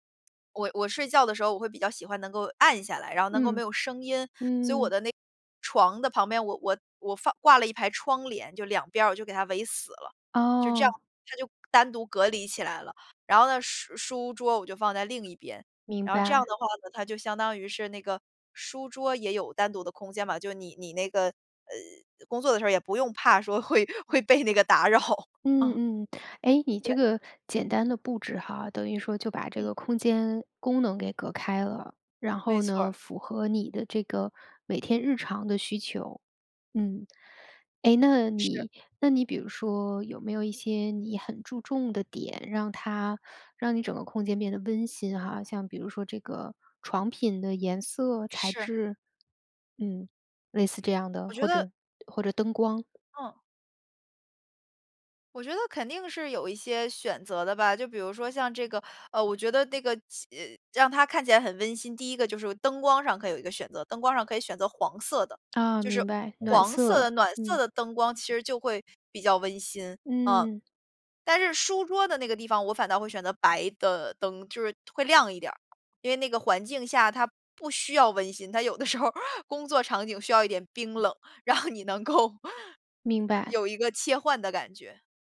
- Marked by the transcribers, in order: laughing while speaking: "说会 会被那个打扰"; tapping; other background noise; laughing while speaking: "有的时候儿"; laughing while speaking: "然后你能够"
- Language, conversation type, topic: Chinese, podcast, 有哪些简单的方法能让租来的房子更有家的感觉？